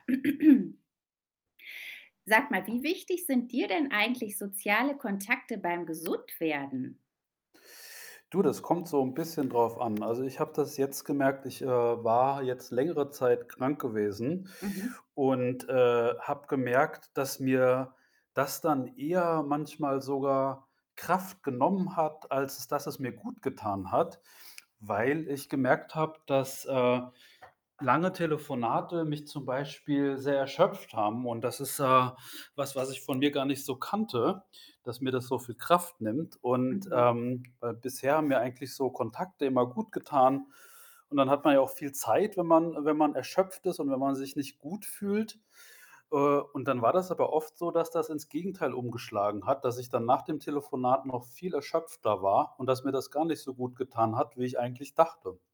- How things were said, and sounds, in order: throat clearing; other background noise
- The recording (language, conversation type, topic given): German, podcast, Wie wichtig sind soziale Kontakte für dich, wenn du gesund wirst?